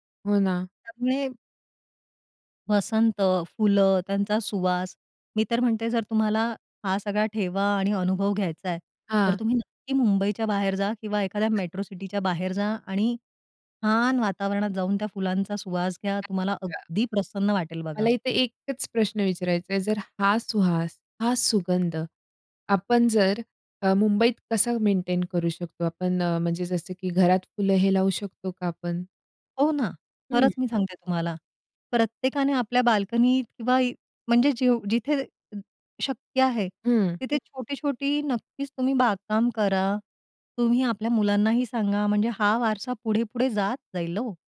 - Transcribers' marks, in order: other background noise
- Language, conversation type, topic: Marathi, podcast, वसंताचा सुवास आणि फुलं तुला कशी भावतात?